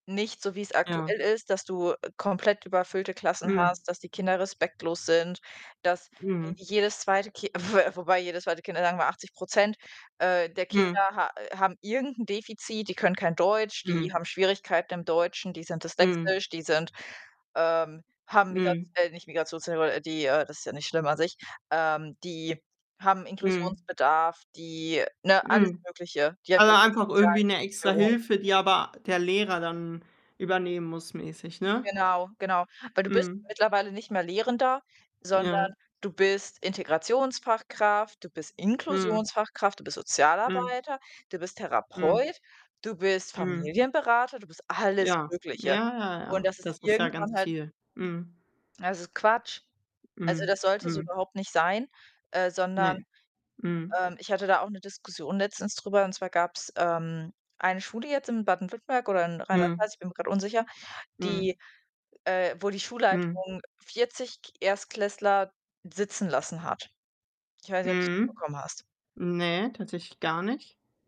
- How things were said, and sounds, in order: other background noise; chuckle; unintelligible speech; distorted speech; stressed: "Inklusionsfachkraft"
- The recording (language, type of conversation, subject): German, unstructured, Wie stellst du dir deinen Traumjob vor?